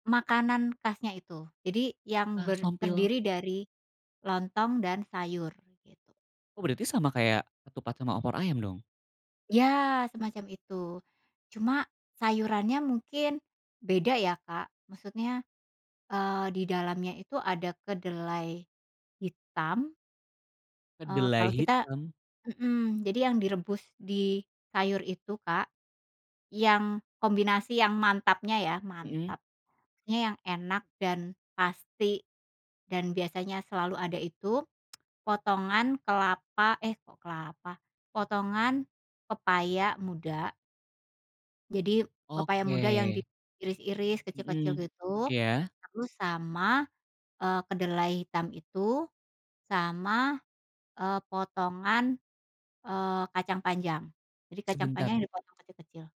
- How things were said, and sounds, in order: other background noise; tsk
- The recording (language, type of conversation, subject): Indonesian, podcast, Apa saja makanan khas yang selalu ada di keluarga kamu saat Lebaran?